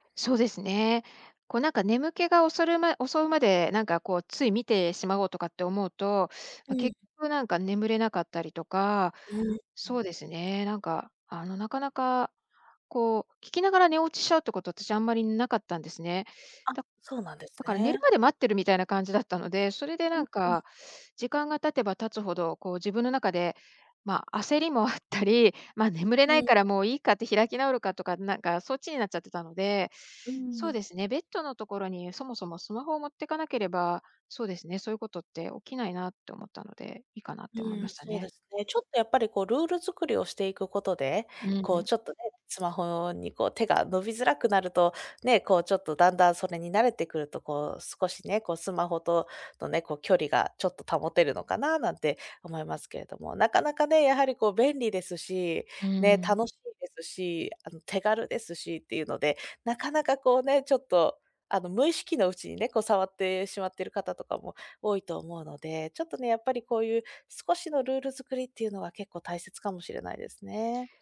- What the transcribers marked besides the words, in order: other background noise
- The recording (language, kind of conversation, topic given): Japanese, advice, 就寝前にスマホが手放せなくて眠れないのですが、どうすればやめられますか？